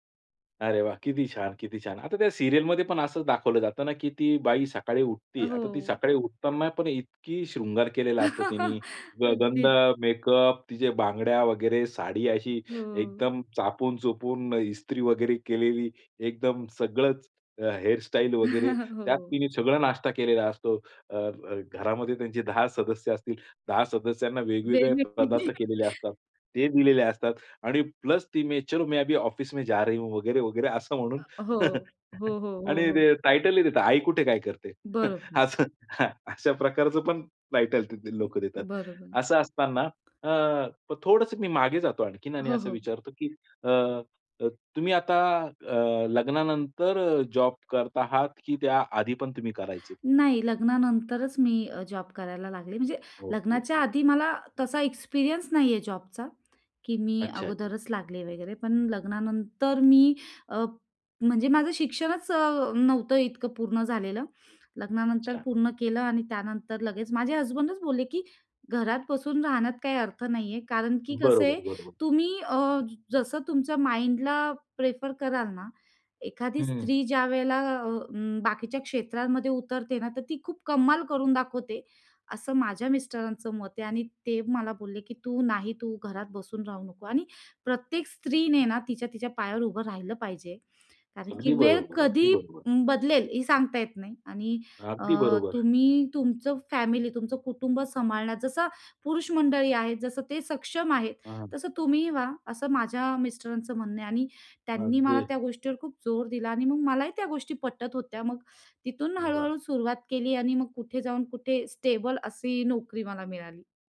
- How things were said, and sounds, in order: in English: "सीरियलमध्ये"; chuckle; chuckle; chuckle; in Hindi: "मैं चलो मैं अभी ऑफिस में जा रही हूँ"; tapping; chuckle; other background noise; in English: "टायटल"; in English: "माइंडला प्रेफर"; stressed: "कमाल"
- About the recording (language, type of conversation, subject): Marathi, podcast, कुटुंबासोबत काम करताना कामासाठीच्या सीमारेषा कशा ठरवता?
- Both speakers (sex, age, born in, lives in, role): female, 30-34, India, India, guest; male, 50-54, India, India, host